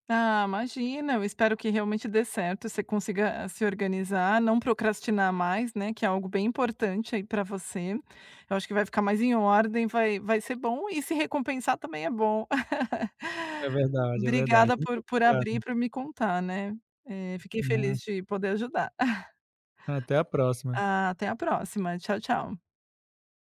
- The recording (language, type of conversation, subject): Portuguese, advice, Como você costuma procrastinar para começar tarefas importantes?
- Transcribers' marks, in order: laugh; chuckle